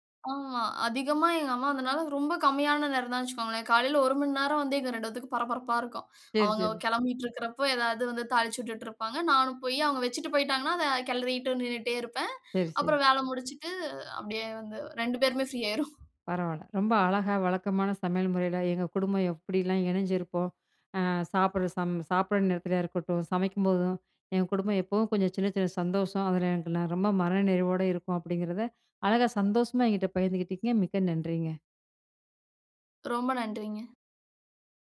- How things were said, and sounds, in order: chuckle
- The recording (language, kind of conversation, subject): Tamil, podcast, வழக்கமான சமையல் முறைகள் மூலம் குடும்பம் எவ்வாறு இணைகிறது?